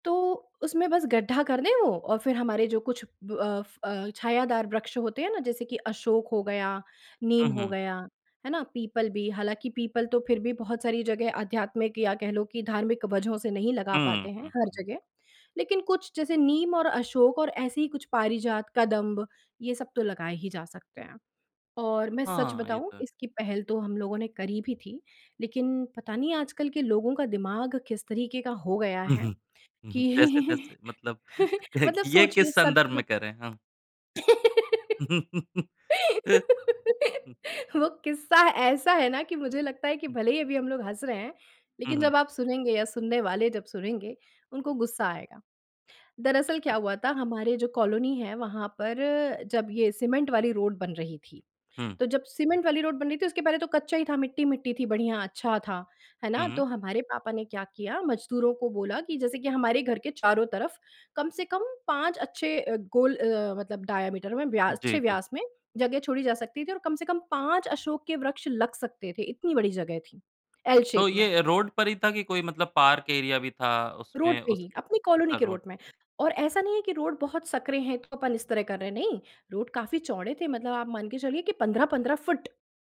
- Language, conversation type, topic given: Hindi, podcast, शहर में हरियाली बढ़ाने के लिए क्या किया जाना चाहिए?
- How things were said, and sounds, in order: chuckle; laughing while speaking: "कि"; chuckle; laugh; in English: "डायामीटर"; in English: "एल शेप"